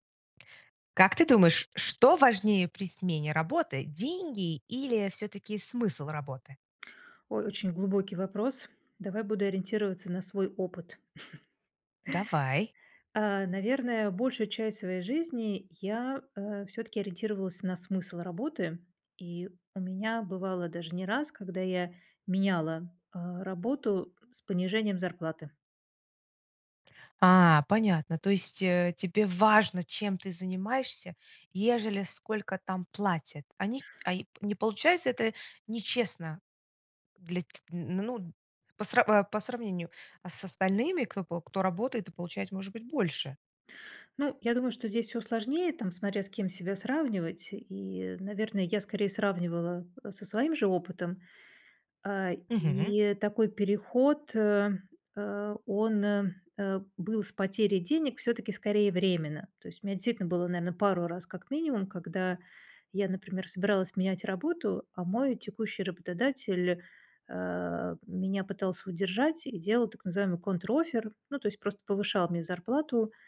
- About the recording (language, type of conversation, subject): Russian, podcast, Что важнее при смене работы — деньги или её смысл?
- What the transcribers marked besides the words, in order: chuckle; tapping; in English: "контроффер"